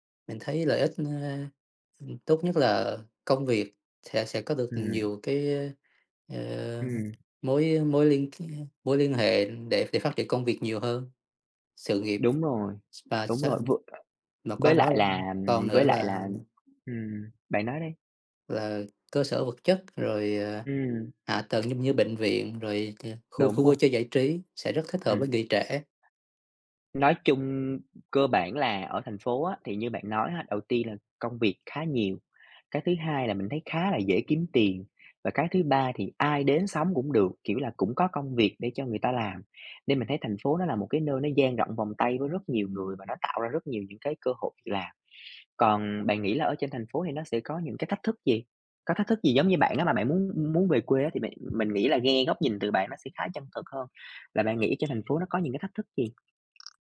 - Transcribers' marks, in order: other background noise; tapping; other noise
- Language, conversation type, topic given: Vietnamese, unstructured, Bạn thích sống ở một thành phố lớn nhộn nhịp hay ở một vùng quê yên bình hơn?